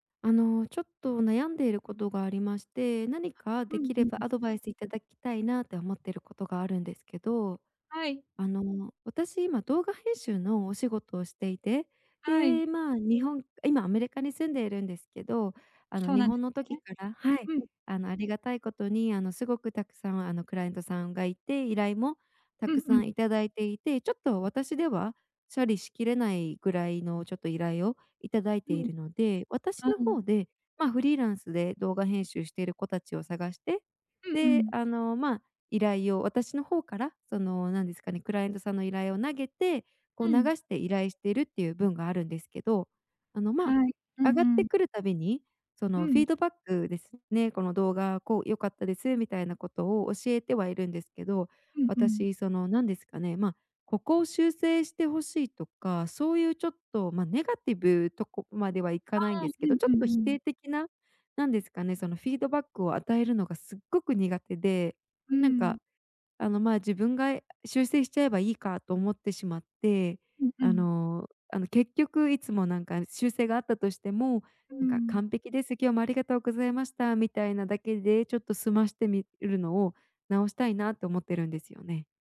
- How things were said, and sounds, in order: tapping; other background noise; in English: "フィードバック"; in English: "フィードバック"
- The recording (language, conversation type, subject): Japanese, advice, 相手の反応が怖くて建設的なフィードバックを伝えられないとき、どうすればよいですか？